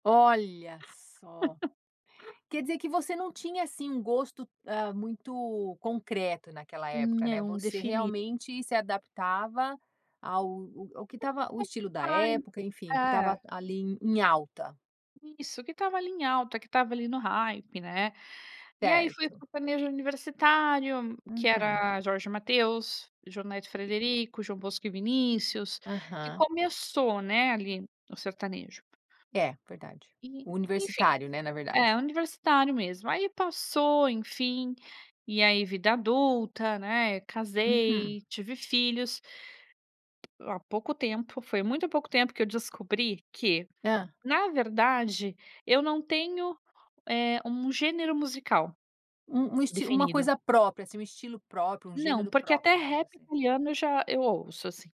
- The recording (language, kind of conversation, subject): Portuguese, podcast, O que uma música precisa para realmente te tocar?
- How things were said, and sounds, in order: tapping; chuckle; unintelligible speech; in English: "hype"; other background noise